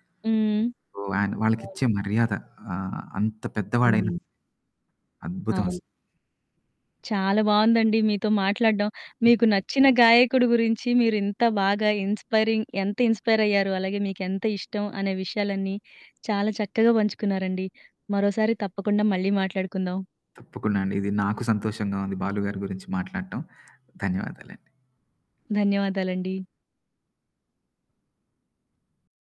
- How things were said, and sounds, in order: other background noise; in English: "ఇన్‌స్పైరింగ్"
- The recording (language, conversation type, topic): Telugu, podcast, మీకు ఇష్టమైన గాయకుడు లేదా గాయిక ఎవరు, ఎందుకు?